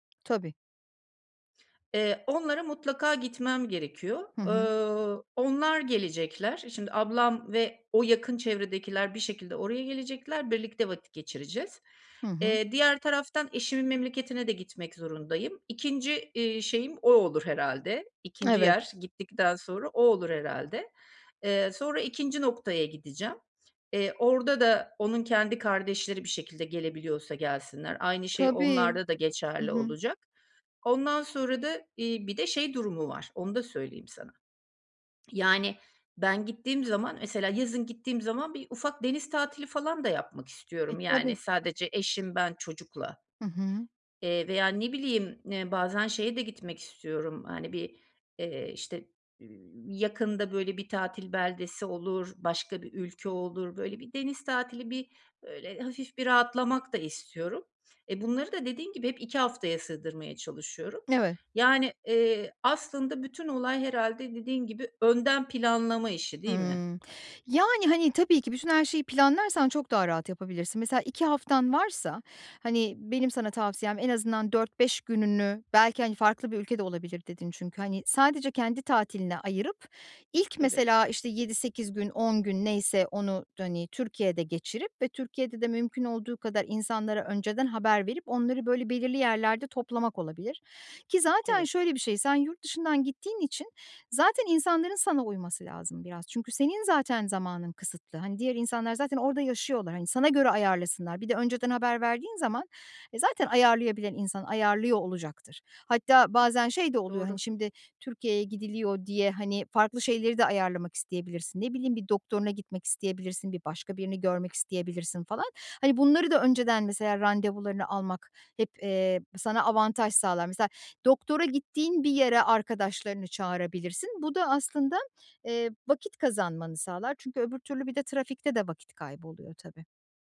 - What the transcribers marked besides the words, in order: tapping; other background noise; swallow
- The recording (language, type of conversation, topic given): Turkish, advice, Tatillerde farklı beklentiler yüzünden yaşanan çatışmaları nasıl çözebiliriz?